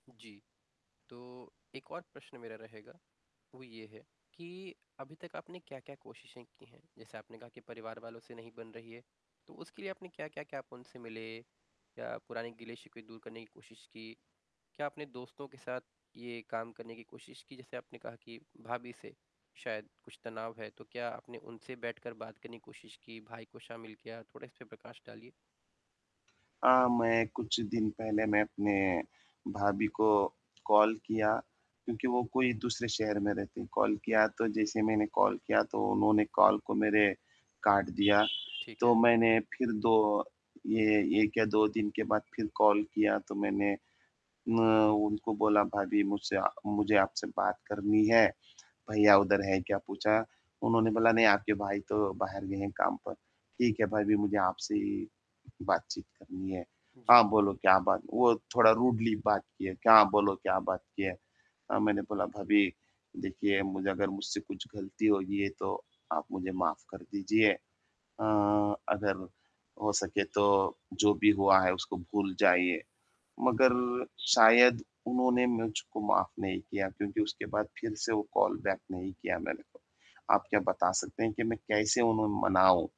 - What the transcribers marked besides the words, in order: static; horn; lip smack; in English: "रूडली"; other background noise; in English: "कॉल बैक"
- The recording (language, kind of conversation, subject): Hindi, advice, रिश्तों में दूरी होने पर भी नज़दीकी कैसे बनाए रखें?